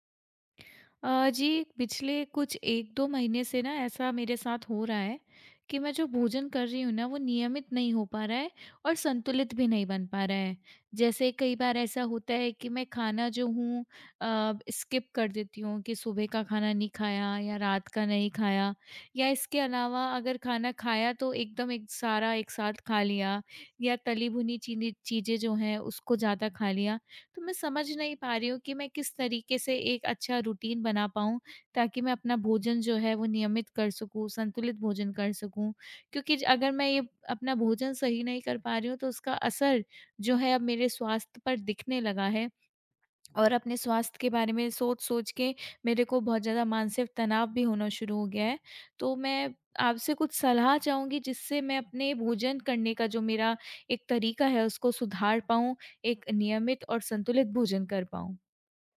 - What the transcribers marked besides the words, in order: in English: "स्किप"; in English: "रूटीन"
- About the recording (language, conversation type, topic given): Hindi, advice, आप नियमित और संतुलित भोजन क्यों नहीं कर पा रहे हैं?